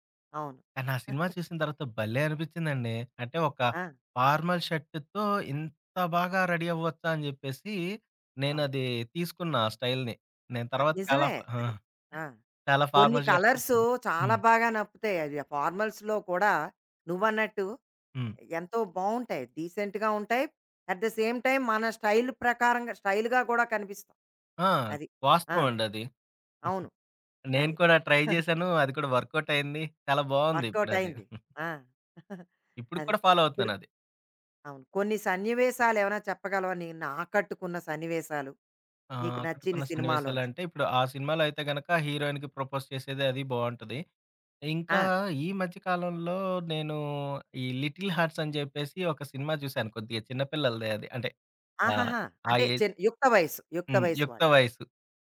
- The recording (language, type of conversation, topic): Telugu, podcast, ఏ సినిమా పాత్ర మీ స్టైల్‌ను మార్చింది?
- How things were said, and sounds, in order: chuckle; in English: "ఫార్మల్"; in English: "రెడీ"; in English: "స్టైల్‌ని"; in English: "ఫార్మల్"; in English: "కలర్స్"; in English: "ఫార్మల్స్‌లో"; in English: "డీసెంట్‌గా"; in English: "అట్ ద సేమ్ టైమ్"; giggle; in English: "ట్రై"; giggle; in English: "వర్కౌట్"; in English: "వర్క్‌అవుట్"; chuckle; in English: "ఫాలో"; in English: "హీరోయిన్‌కి ప్రపోజ్"; in English: "ఏజ్"